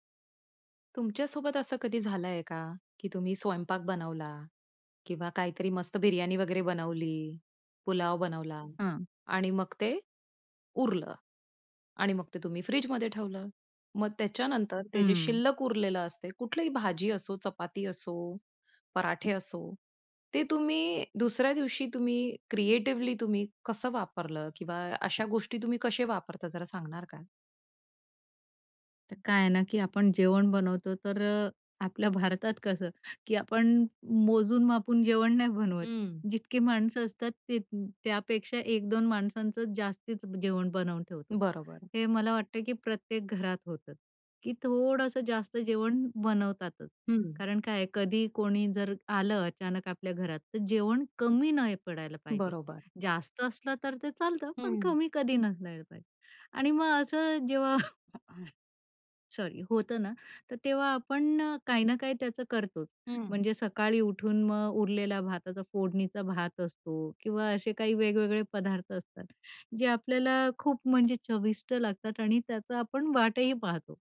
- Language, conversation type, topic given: Marathi, podcast, फ्रिजमध्ये उरलेले अन्नपदार्थ तुम्ही सर्जनशीलपणे कसे वापरता?
- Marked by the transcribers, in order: in English: "क्रिएटिवली"; "कसे" said as "कशे"; other background noise; inhale; cough; inhale